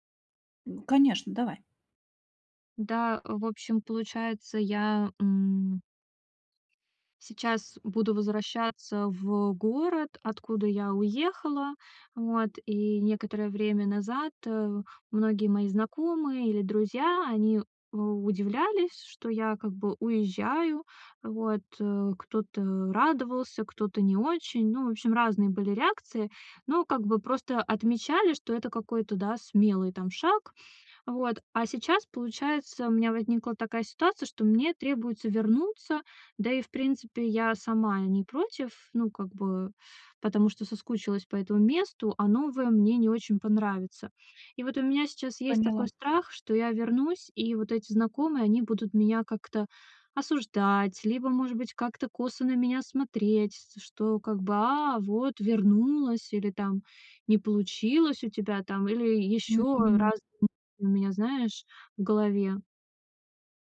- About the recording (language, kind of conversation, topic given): Russian, advice, Как мне перестать бояться оценки со стороны других людей?
- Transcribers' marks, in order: none